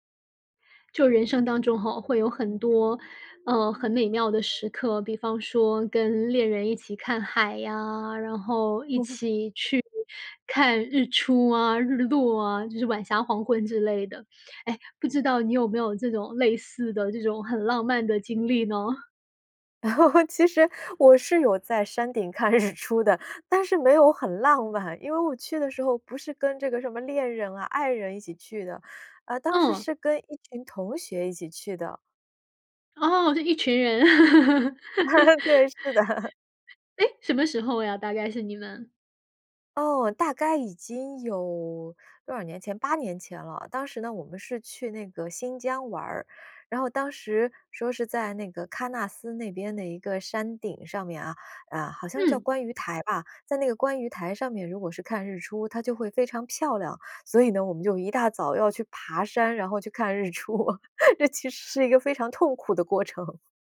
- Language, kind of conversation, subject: Chinese, podcast, 你会如何形容站在山顶看日出时的感受？
- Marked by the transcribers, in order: laugh; lip smack; chuckle; laugh; laughing while speaking: "看日出的"; laughing while speaking: "浪漫"; laugh; laughing while speaking: "对，是的"; laugh; laughing while speaking: "看日出，这其实是一个非常痛苦的过程"